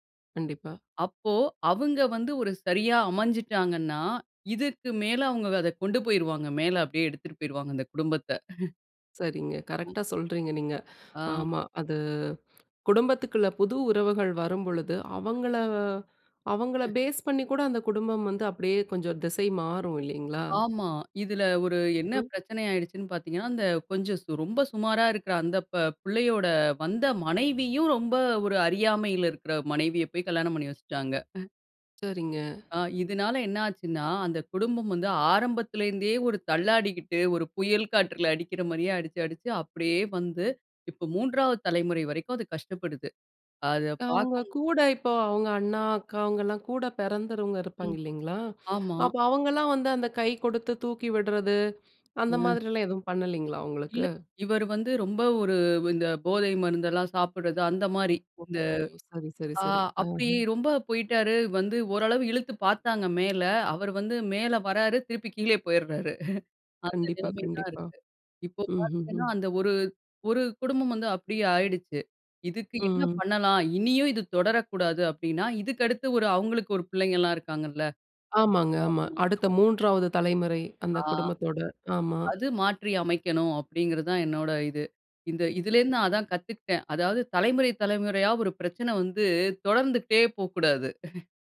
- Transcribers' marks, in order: chuckle; other background noise; in English: "ஃபேஸ்"; other noise; "போய்" said as "பேய்"; chuckle; "பிறந்தவங்க" said as "பிறந்தறுங்க"; laugh; unintelligible speech; chuckle
- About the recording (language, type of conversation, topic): Tamil, podcast, உங்கள் முன்னோர்களிடமிருந்து தலைமுறைதோறும் சொல்லிக்கொண்டிருக்கப்படும் முக்கியமான கதை அல்லது வாழ்க்கைப் பாடம் எது?